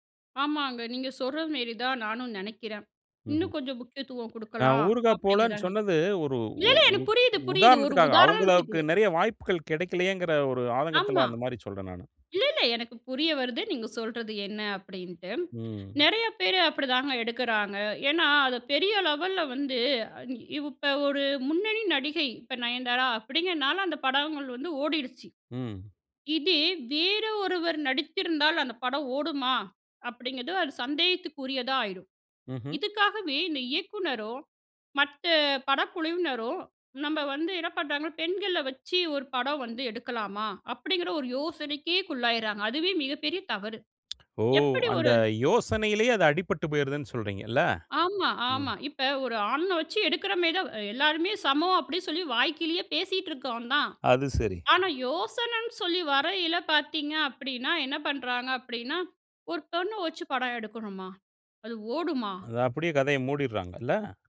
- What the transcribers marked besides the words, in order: other noise; "உள்ளாயிடறாங்க" said as "குள்ளாயிறாங்க"; other background noise
- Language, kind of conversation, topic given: Tamil, podcast, கதைகளில் பெண்கள் எப்படிப் படைக்கப்பட வேண்டும்?